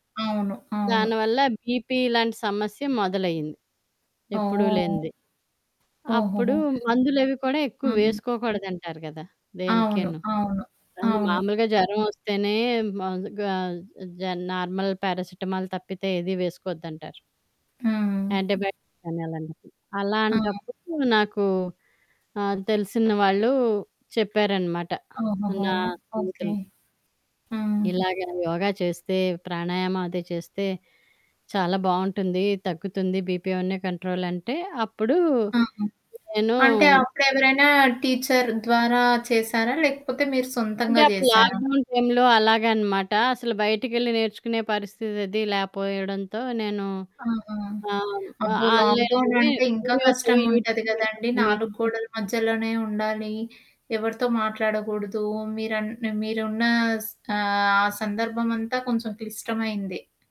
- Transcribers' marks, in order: static; in English: "బీపీలాంటి"; in English: "నార్మల్ పారాసిటమాల్"; in English: "అంటీబయటిక్స్"; other background noise; in English: "బీపీ"; in English: "టీచర్"; in English: "లాక్‌డౌన్"; in English: "ఆన్‌లైన్‌లోనే వీడియోస్"; in English: "లాక్‌డౌన్"; in English: "యూట్యూబ్ వీడియోస్"
- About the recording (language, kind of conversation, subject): Telugu, podcast, మీరు తొలిసారిగా యోగం లేదా ధ్యానం చేసినప్పుడు మీకు ఎలా అనిపించింది?